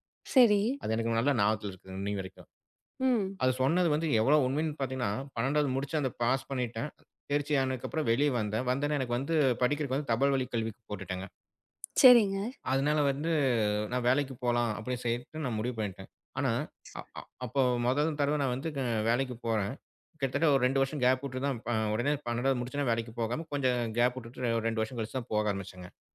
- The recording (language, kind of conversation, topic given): Tamil, podcast, நீங்கள் சுயமதிப்பை வளர்த்துக்கொள்ள என்ன செய்தீர்கள்?
- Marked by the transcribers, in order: other noise; tapping; other background noise; in English: "கேப்"; in English: "கேப்"